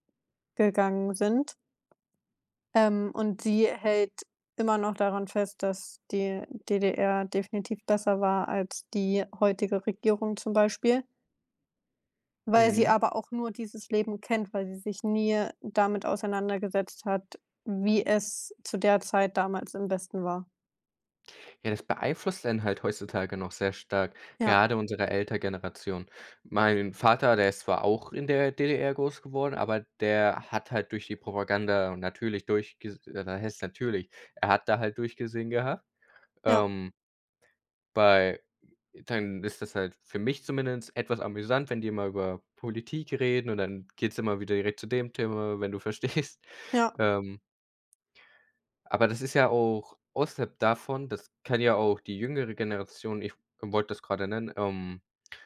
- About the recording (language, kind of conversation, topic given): German, unstructured, Was ärgert dich am meisten an der Art, wie Geschichte erzählt wird?
- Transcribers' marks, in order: "Eltern-Generation" said as "Elter-Generation"; laughing while speaking: "verstehst"